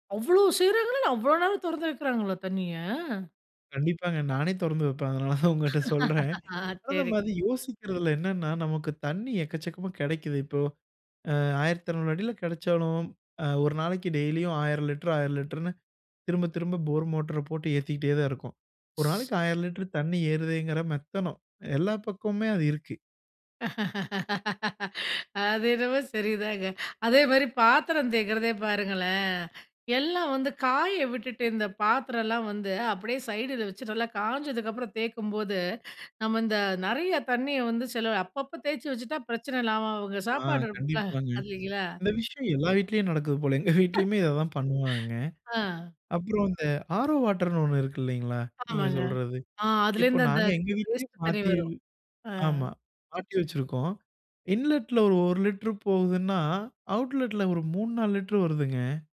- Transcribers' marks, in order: surprised: "அவ்வளோ செய்றாங்களா என்ன அவ்வளோ நேரம் திறந்து வைக்கிறாங்களா தண்ணீய"; laughing while speaking: "கண்டிப்பாங்க, நானே தொறந்து வைப்பேன். அதனால தான் உங்கட்ட சொல்றேன்"; laugh; other noise; laughing while speaking: "அது என்னமோ சரிதாங்க. அதே மாதி … இல்லாம அவுங்க சாப்பாடு"; unintelligible speech; chuckle; in English: "ஆரோ வாட்டர்னு"; in English: "வேஸ்ட்"; in English: "இன்லெட்ல"; in English: "அவுட்லெட்ல"
- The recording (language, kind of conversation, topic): Tamil, podcast, வீட்டில் நீர் சேமிக்க என்ன செய்யலாம்?